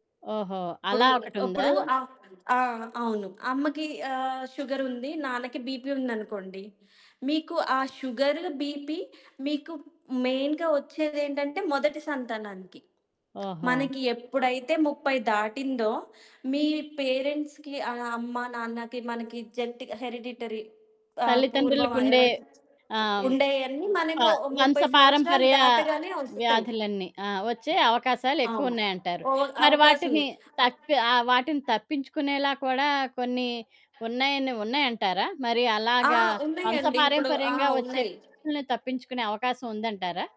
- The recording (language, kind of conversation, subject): Telugu, podcast, వ్యాయామం చేయడానికి మీరు మీరే మీను ఎలా ప్రేరేపించుకుంటారు?
- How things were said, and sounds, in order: in English: "బీపీ"; in English: "షుగర్, బీపీ"; in English: "మెయిన్‌గా"; other background noise; in English: "పేరెంట్స్‌కి"; in English: "హెరిడిటరీ"; background speech